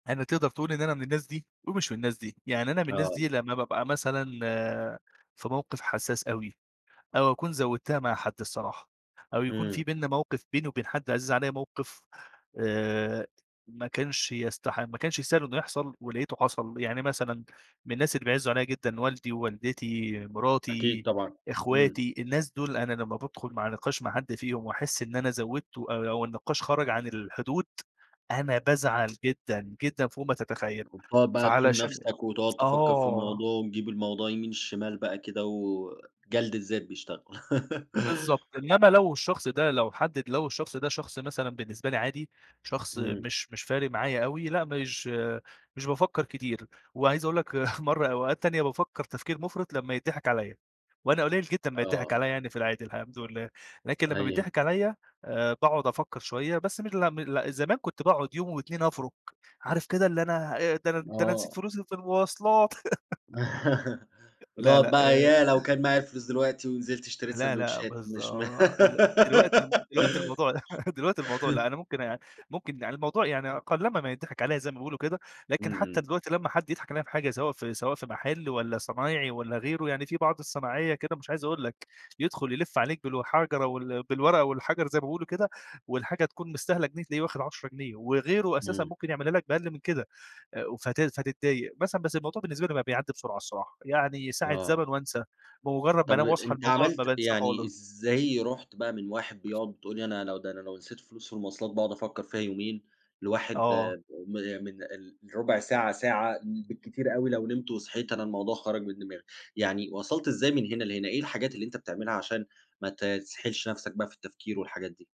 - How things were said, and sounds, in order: tapping; other background noise; unintelligible speech; laugh; chuckle; laugh; chuckle; giggle; chuckle
- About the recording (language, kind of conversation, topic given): Arabic, podcast, إيه طريقتك عشان تقلّل التفكير الزيادة؟